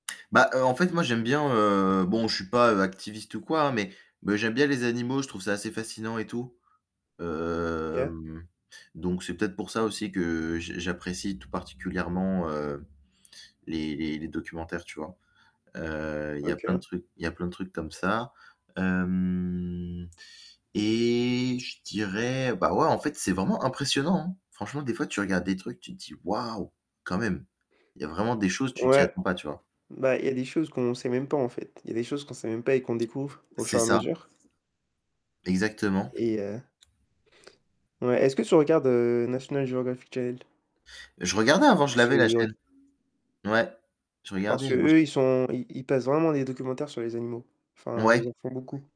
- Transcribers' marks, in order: drawn out: "Hem"; static; drawn out: "Hem"; tapping; other background noise; unintelligible speech; unintelligible speech; distorted speech
- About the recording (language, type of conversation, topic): French, unstructured, Préférez-vous les documentaires ou les films de fiction ?